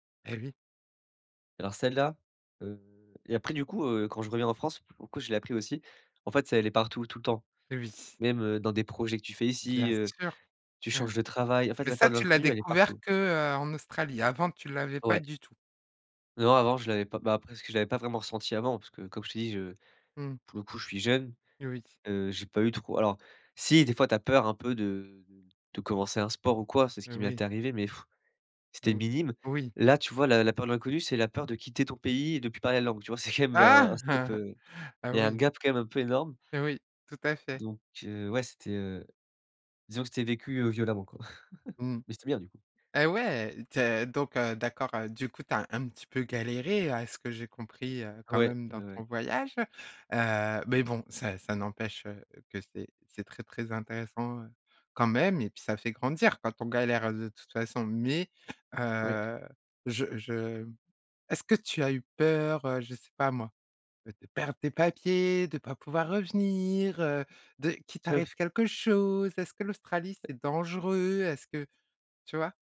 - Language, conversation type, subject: French, podcast, Quelle peur as-tu surmontée en voyage ?
- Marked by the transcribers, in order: blowing; laughing while speaking: "c'est quand même"; chuckle; chuckle; other background noise; unintelligible speech